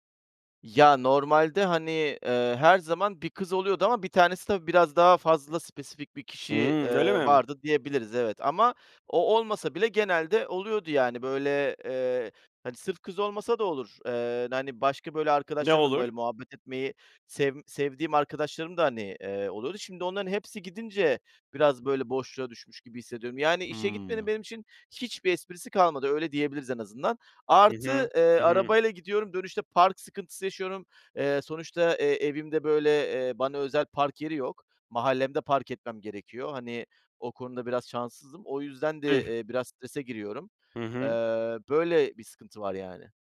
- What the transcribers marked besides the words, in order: tapping
- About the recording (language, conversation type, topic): Turkish, advice, Kronik yorgunluk nedeniyle her sabah işe gitmek istemem normal mi?